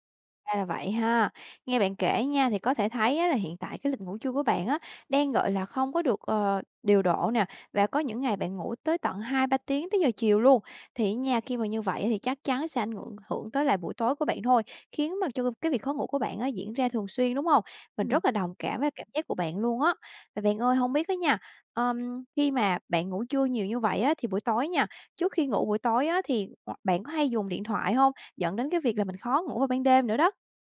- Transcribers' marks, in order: none
- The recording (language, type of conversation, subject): Vietnamese, advice, Ngủ trưa quá lâu có khiến bạn khó ngủ vào ban đêm không?